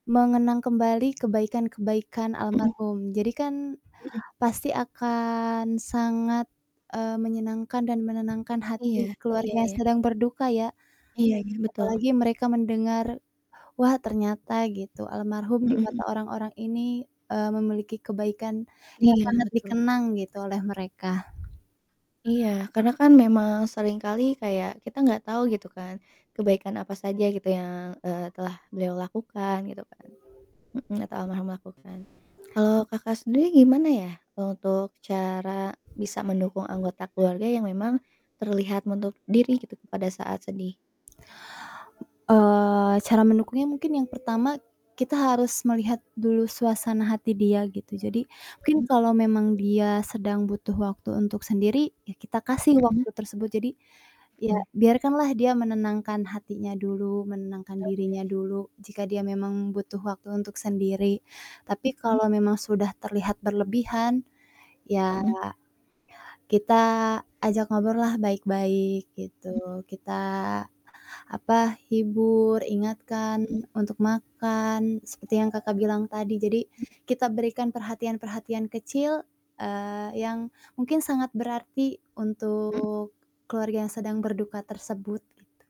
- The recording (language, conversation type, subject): Indonesian, unstructured, Bagaimana cara keluarga bisa saling membantu saat berduka?
- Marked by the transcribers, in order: other background noise; tapping; distorted speech; static; music